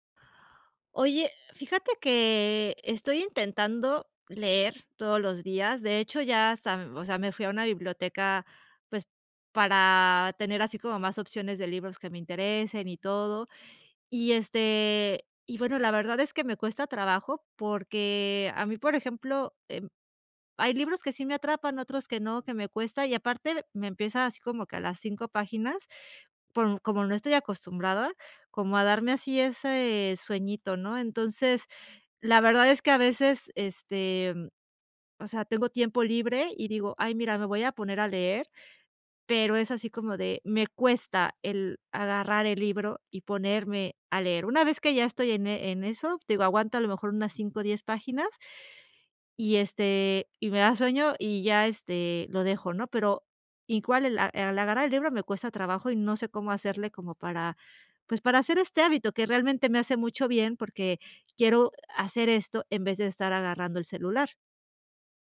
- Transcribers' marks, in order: none
- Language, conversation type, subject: Spanish, advice, ¿Por qué no logro leer todos los días aunque quiero desarrollar ese hábito?